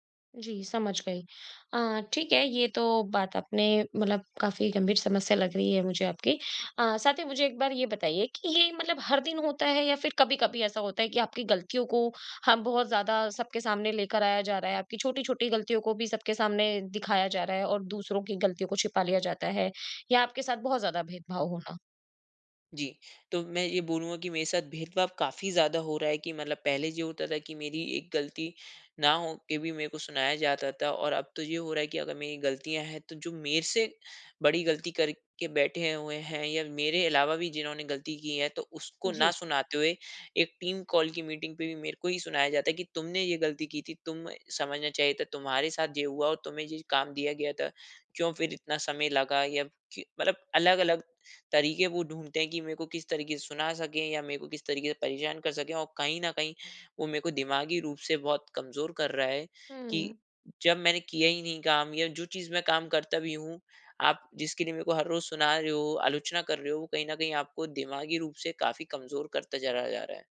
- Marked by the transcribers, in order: in English: "कॉल"
- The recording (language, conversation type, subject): Hindi, advice, आपको काम पर अपनी असली पहचान छिपाने से मानसिक थकान कब और कैसे महसूस होती है?